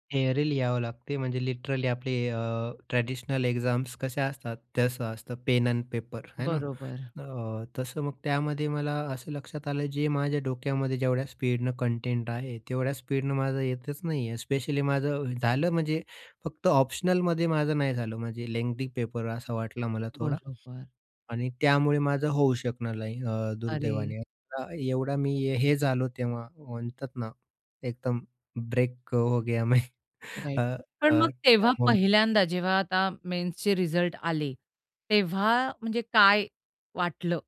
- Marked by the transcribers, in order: in English: "लिटरली"; in English: "एक्झाम्स"; in English: "ऑप्शनलमध्ये"; laughing while speaking: "ब्रेक अ, हो गया मैं"; in Hindi: "अ, हो गया मैं"; in English: "राइट"
- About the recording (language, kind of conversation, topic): Marathi, podcast, अपयशानंतर तुम्ही पुन्हा नव्याने सुरुवात कशी केली?